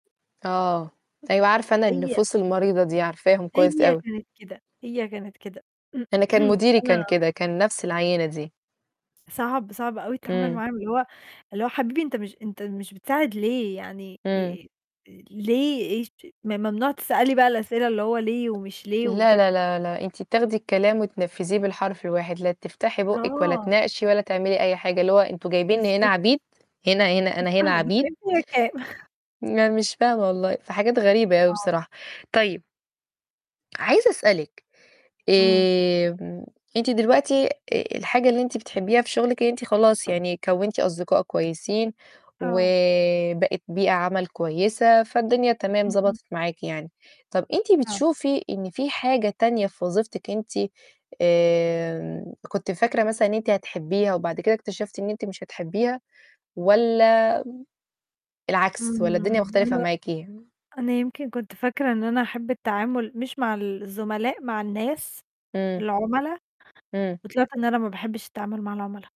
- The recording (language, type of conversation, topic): Arabic, unstructured, إيه أكتر حاجة بتحبها في شغلك؟
- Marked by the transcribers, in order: static; throat clearing; other noise; laughing while speaking: "مش فاهمة دافعين فيها كام؟"; other background noise